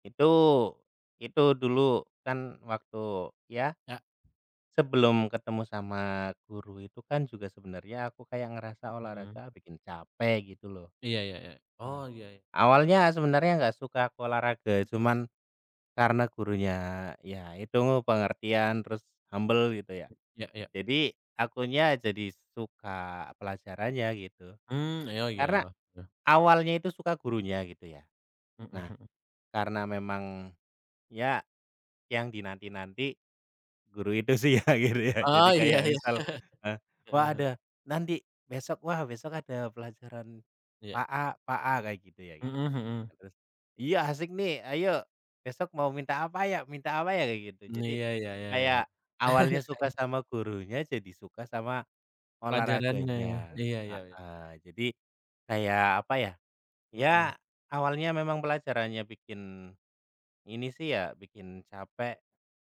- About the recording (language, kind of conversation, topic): Indonesian, unstructured, Pelajaran apa di sekolah yang paling kamu ingat sampai sekarang?
- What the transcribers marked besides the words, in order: other background noise; in English: "humble"; tapping; laughing while speaking: "ya, gitu ya"; laughing while speaking: "iya"; chuckle; chuckle